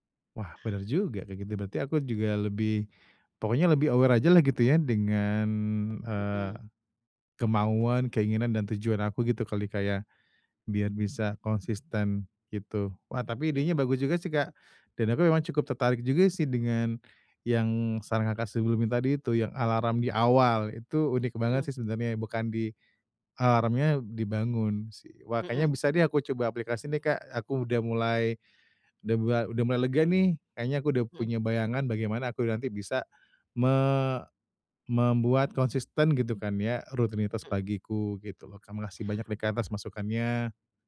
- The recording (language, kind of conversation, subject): Indonesian, advice, Bagaimana cara membangun kebiasaan bangun pagi yang konsisten?
- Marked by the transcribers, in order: in English: "aware"; tapping; other background noise